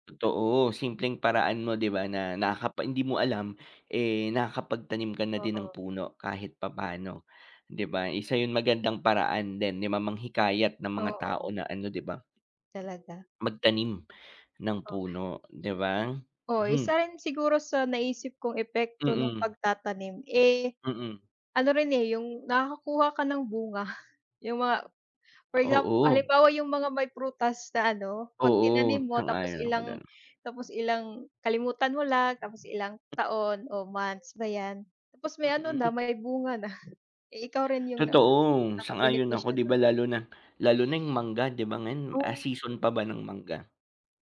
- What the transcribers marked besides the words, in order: tapping; chuckle; laugh
- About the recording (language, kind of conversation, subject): Filipino, unstructured, Bakit mahalaga ang pagtatanim ng puno sa ating paligid?